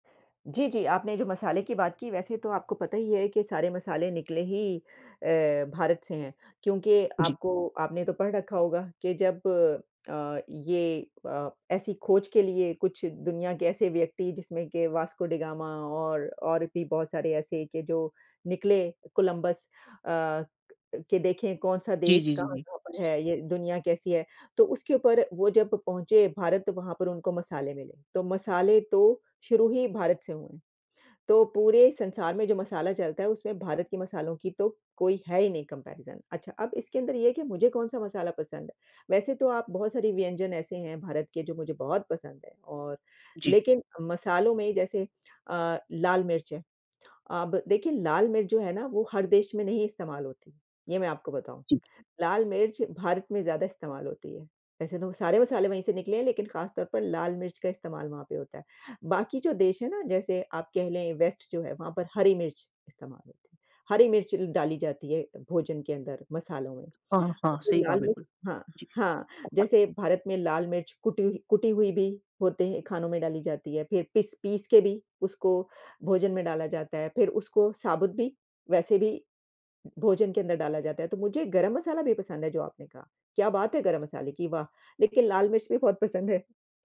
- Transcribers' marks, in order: other background noise; in English: "कम्पैरिज़न"; in English: "वेस्ट"
- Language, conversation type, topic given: Hindi, unstructured, कौन-सा भारतीय व्यंजन आपको सबसे ज़्यादा पसंद है?